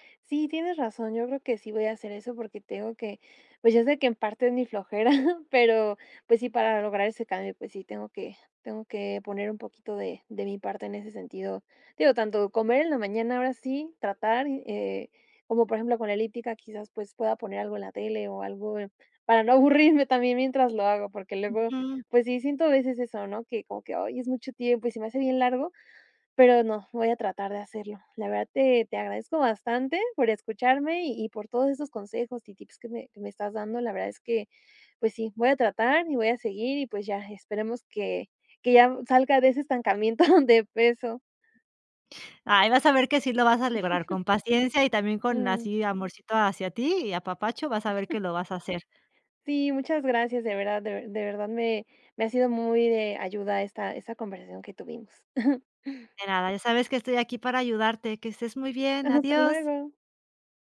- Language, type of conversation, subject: Spanish, advice, ¿Por qué me siento frustrado/a por no ver cambios después de intentar comer sano?
- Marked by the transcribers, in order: chuckle; other background noise; chuckle; chuckle; chuckle